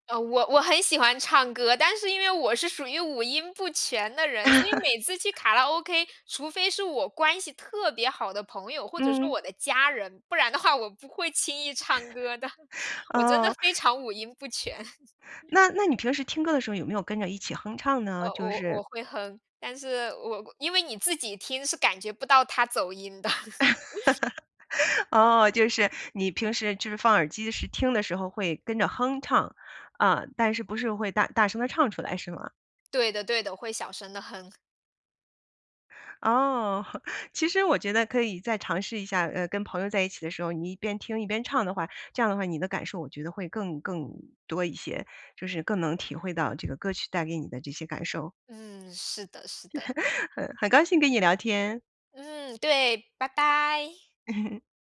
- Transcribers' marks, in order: laugh; other background noise; laughing while speaking: "不然的话，我不会轻易唱歌的。我真的非常五音不全"; laugh; laughing while speaking: "哦"; laugh; laughing while speaking: "哦，就是"; chuckle; laughing while speaking: "嗯，很高兴跟你聊天"; joyful: "拜拜"; laugh
- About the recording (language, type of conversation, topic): Chinese, podcast, 有没有那么一首歌，一听就把你带回过去？